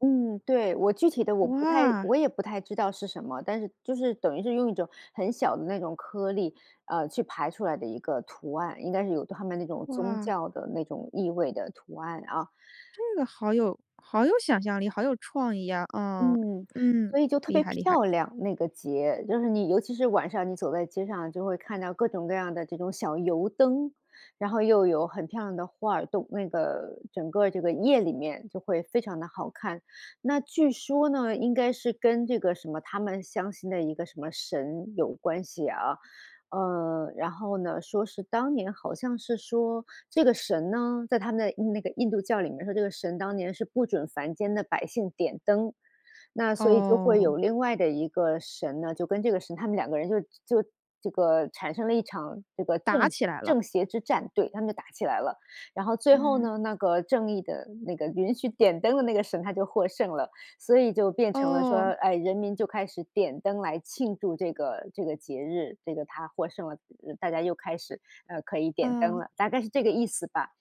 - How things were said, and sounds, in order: laughing while speaking: "允许点灯的那个神，他就获胜了"
- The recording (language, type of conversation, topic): Chinese, podcast, 旅行中你最有趣的节日经历是什么？